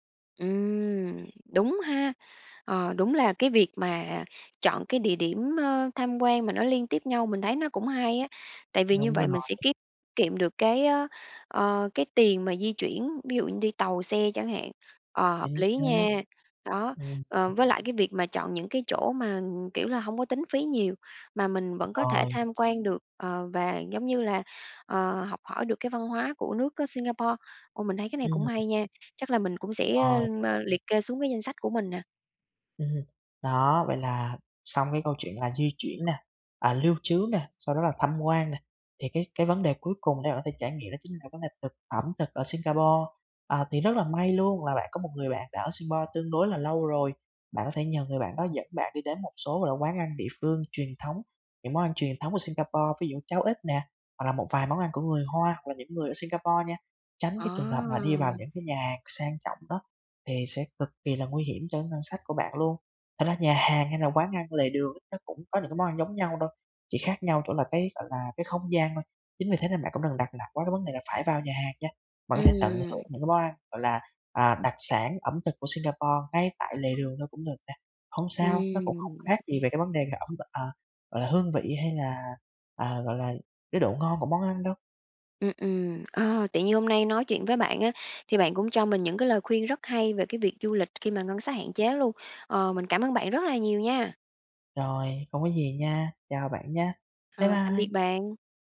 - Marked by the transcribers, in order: tapping; other background noise; "nặng" said as "lặc"; unintelligible speech
- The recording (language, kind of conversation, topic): Vietnamese, advice, Làm sao để du lịch khi ngân sách rất hạn chế?